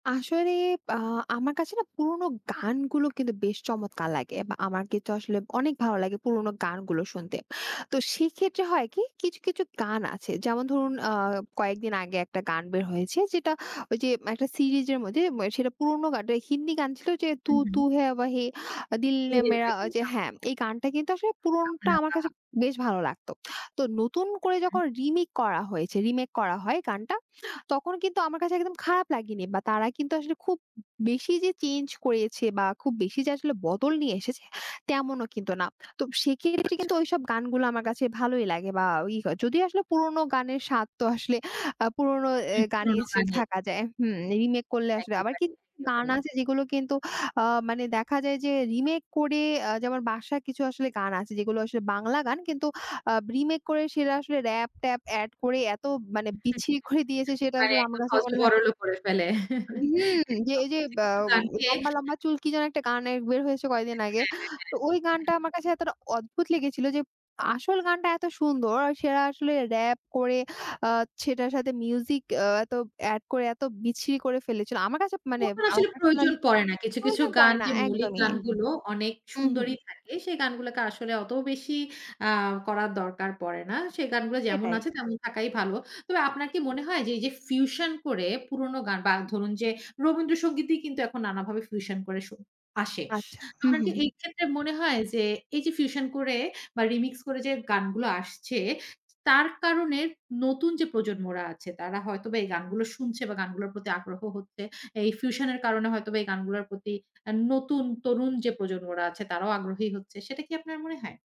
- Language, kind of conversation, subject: Bengali, podcast, কোন কোন গান আপনার কাছে নিজের পরিচয়পত্রের মতো মনে হয়?
- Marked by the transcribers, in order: "রিমেক" said as "রিমিক"; chuckle; "বিচ্ছিরি" said as "বিছি"; chuckle; chuckle; tapping